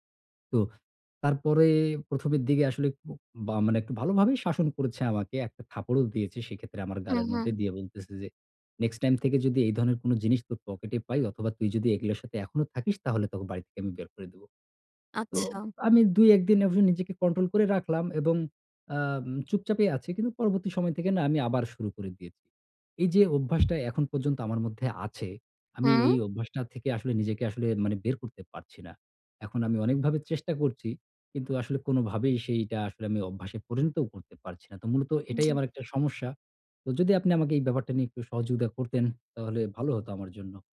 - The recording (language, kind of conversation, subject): Bengali, advice, আমি কীভাবে দীর্ঘমেয়াদে পুরোনো খারাপ অভ্যাস বদলাতে পারি?
- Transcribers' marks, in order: "থাপ্পড়ো" said as "থাপড়ো"; "এভাবে" said as "এভে"